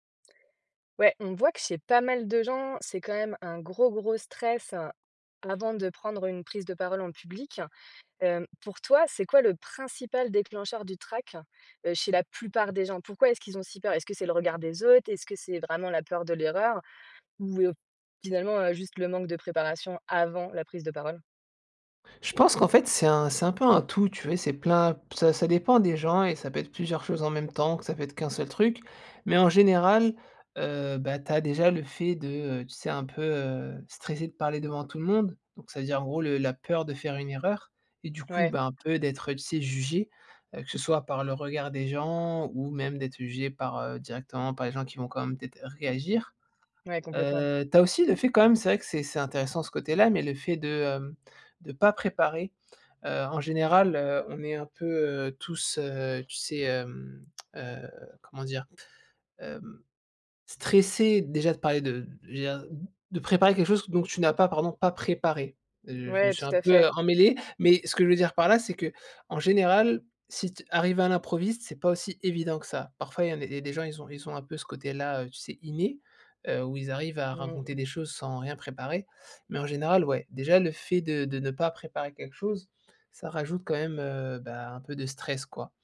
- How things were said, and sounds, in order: other background noise; stressed: "avant"; tapping; tsk
- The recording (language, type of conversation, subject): French, podcast, Quelles astuces pour parler en public sans stress ?